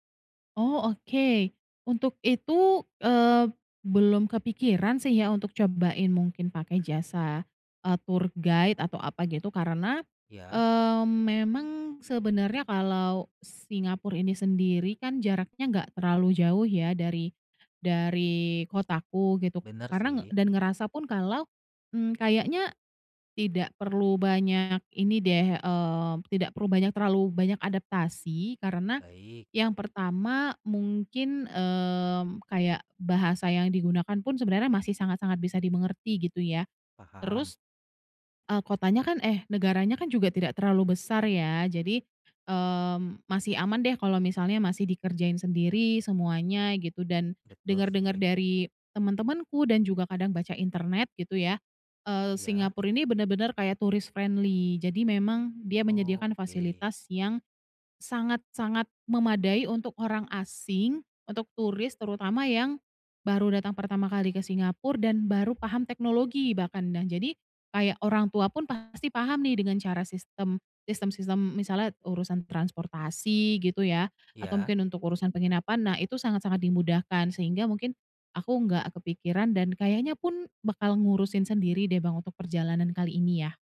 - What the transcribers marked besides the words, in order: in English: "tour guide"; "Singapura" said as "Singapur"; "Singapura" said as "Singapur"; in English: "tourist friendly"; "Singapura" said as "Singapur"; other background noise
- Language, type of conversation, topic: Indonesian, advice, Bagaimana cara menikmati perjalanan singkat saat waktu saya terbatas?